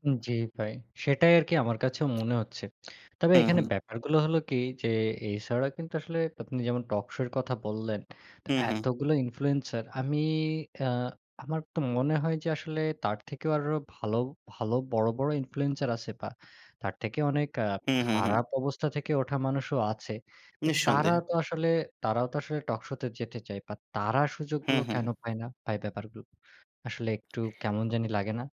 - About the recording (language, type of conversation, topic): Bengali, unstructured, টেলিভিশনের অনুষ্ঠানগুলো কি অনেক সময় ভুল বার্তা দেয়?
- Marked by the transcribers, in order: tapping; lip smack